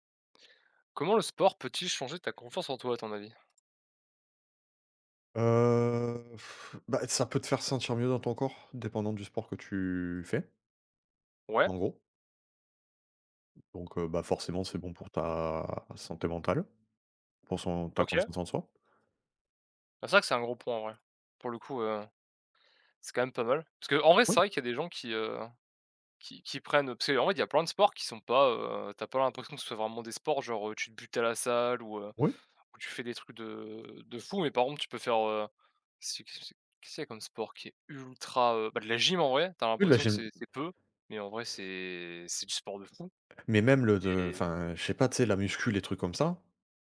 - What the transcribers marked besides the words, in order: tapping; blowing; other background noise; stressed: "ultra"
- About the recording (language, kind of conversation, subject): French, unstructured, Comment le sport peut-il changer ta confiance en toi ?